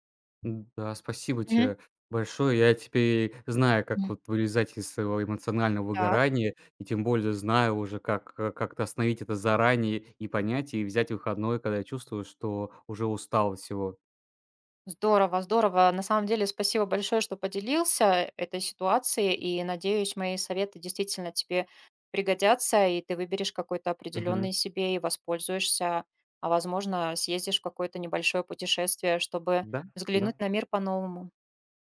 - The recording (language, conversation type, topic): Russian, advice, Почему из‑за выгорания я изолируюсь и избегаю социальных контактов?
- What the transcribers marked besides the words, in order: other background noise